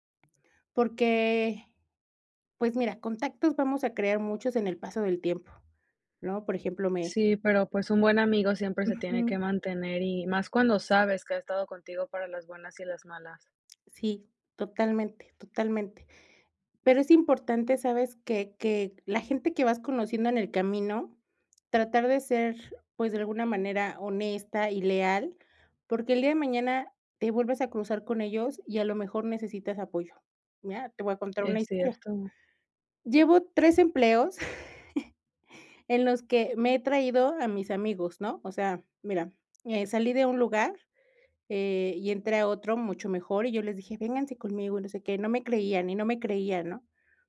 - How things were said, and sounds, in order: chuckle
- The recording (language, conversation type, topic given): Spanish, podcast, ¿Cómo creas redes útiles sin saturarte de compromisos?